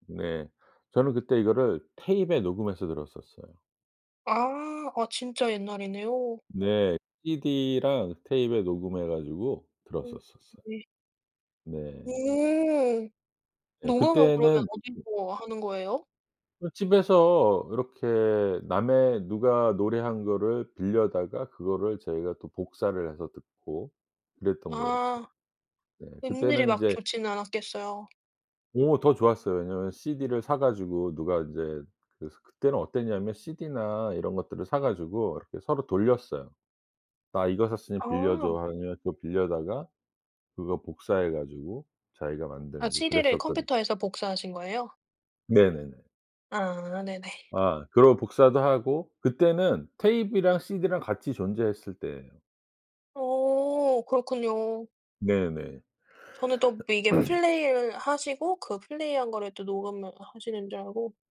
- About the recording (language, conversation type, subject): Korean, podcast, 어떤 음악을 들으면 옛사랑이 생각나나요?
- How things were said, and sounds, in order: put-on voice: "테잎에"; put-on voice: "tape에"; in English: "tape에"; other background noise; put-on voice: "tape이랑"; in English: "tape이랑"; cough